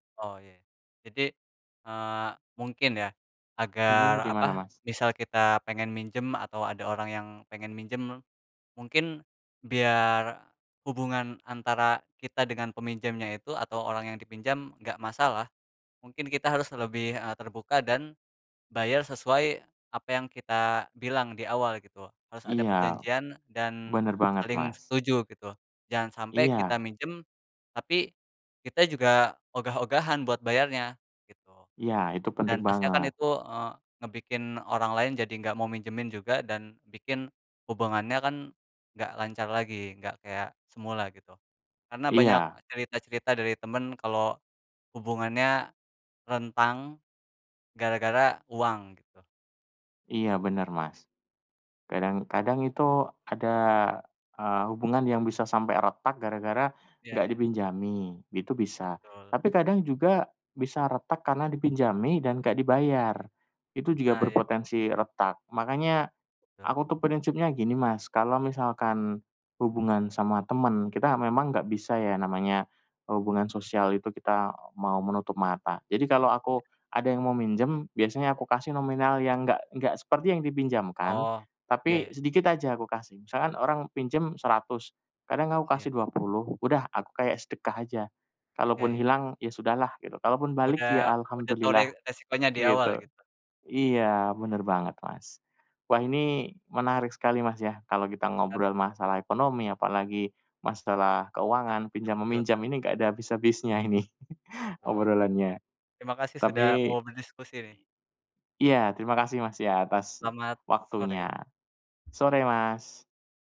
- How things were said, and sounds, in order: other background noise; laugh
- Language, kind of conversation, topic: Indonesian, unstructured, Pernahkah kamu meminjam uang dari teman atau keluarga, dan bagaimana ceritanya?
- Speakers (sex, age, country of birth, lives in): male, 20-24, Indonesia, Indonesia; male, 40-44, Indonesia, Indonesia